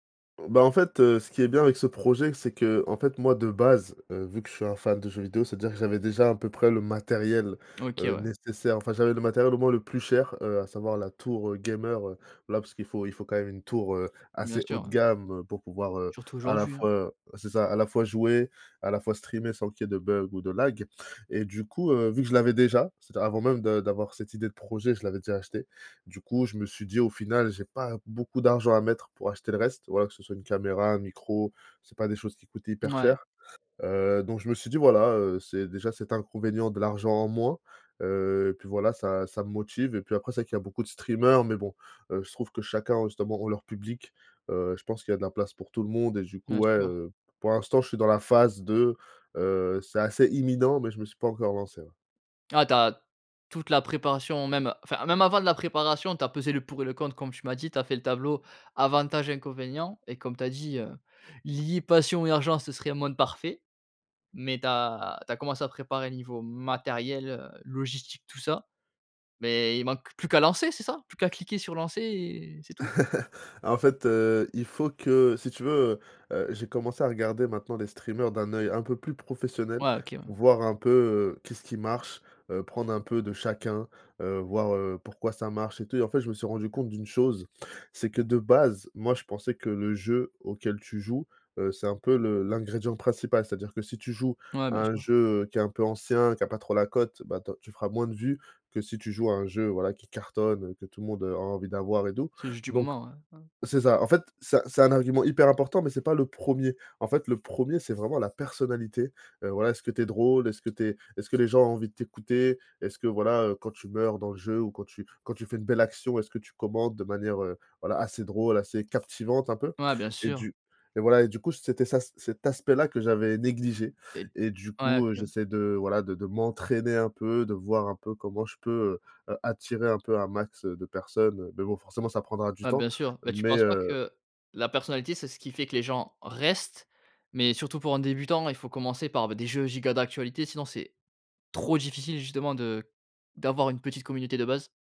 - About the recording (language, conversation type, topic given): French, podcast, Comment transformes-tu une idée vague en projet concret ?
- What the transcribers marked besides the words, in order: other background noise; in English: "lag"; stressed: "matériel"; stressed: "lancer"; laugh; stressed: "premier"; stressed: "premier"; stressed: "restent"; stressed: "trop"